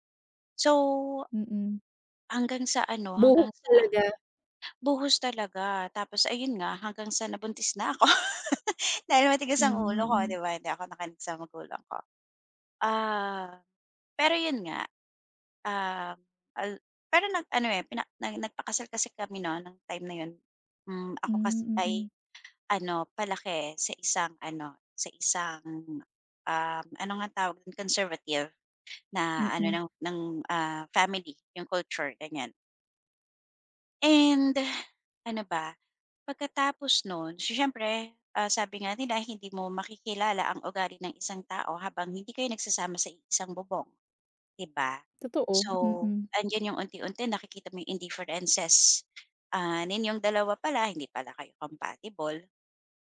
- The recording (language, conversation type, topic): Filipino, podcast, Ano ang nag-udyok sa iyo na baguhin ang pananaw mo tungkol sa pagkabigo?
- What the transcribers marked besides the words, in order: laughing while speaking: "ako, dahil matigas ang ulo ko"; in English: "conservative"; in English: "indifferences"; in English: "compatible"